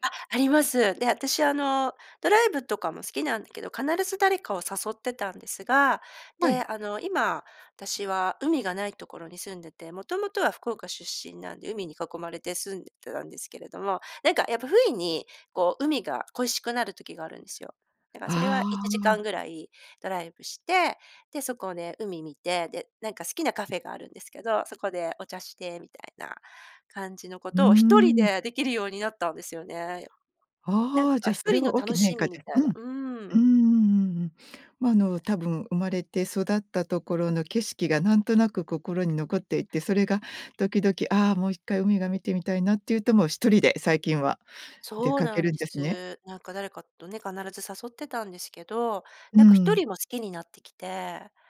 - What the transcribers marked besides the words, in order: tapping
- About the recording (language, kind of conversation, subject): Japanese, podcast, 映画のサウンドトラックで心に残る曲はどれですか？